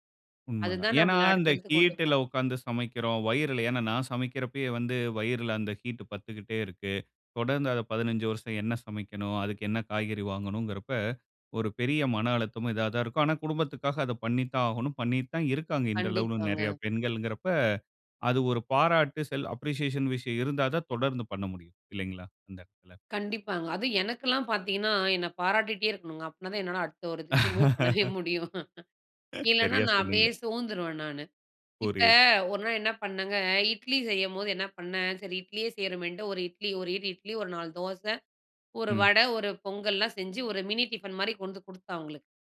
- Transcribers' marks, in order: in English: "ஹீட்ல"; in English: "ஹீட்"; in English: "செல்ஃப் அப்ரிஷியேஷன்"; laugh; laughing while speaking: "மூவ் பண்ணவே முடியும்"; in English: "மூவ்"; chuckle; in English: "மினி டிஃபன்"
- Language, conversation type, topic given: Tamil, podcast, வீட்டுச் மசாலா கலவை உருவான பின்னணி